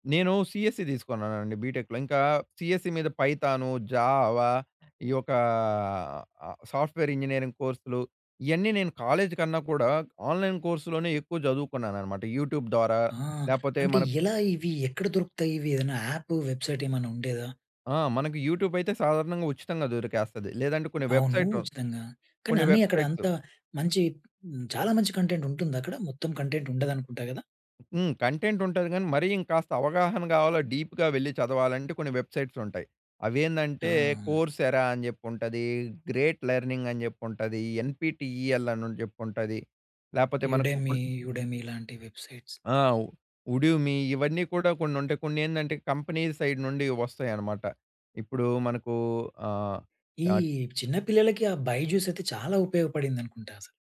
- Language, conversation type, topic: Telugu, podcast, ఆన్‌లైన్ కోర్సులు మీకు ఎలా ఉపయోగపడాయి?
- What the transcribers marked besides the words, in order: in English: "సిఎస్‌సి"; in English: "బిటెక్‌లో"; in English: "సిఎస్‌సి"; in English: "జావ"; drawn out: "ఒక"; in English: "సాఫ్ట్‌వేర్ ఇంజినీరింగ్"; in English: "కాలేజ్"; in English: "ఆన్‌లైన్ కోర్స్‌లోనే"; in English: "యూట్యూబ్"; in English: "యాప్, వెబ్‌సైట్"; in English: "వెబ్‌సైట్సు"; in English: "కంటెంట్"; in English: "కంటెంట్"; tapping; in English: "కంటెంట్"; in English: "డీప్‌గా"; in English: "వెబ్‌సైట్స్"; in English: "కోర్స్ఎరా"; in English: "గ్రేట్ లెర్నింగ్"; in English: "ఎన్‌పీటీఈఎల్"; other noise; in English: "వెబ్‌సైట్స్"; in English: "ఉడిమి"; in English: "కంపెనీ సైడ్"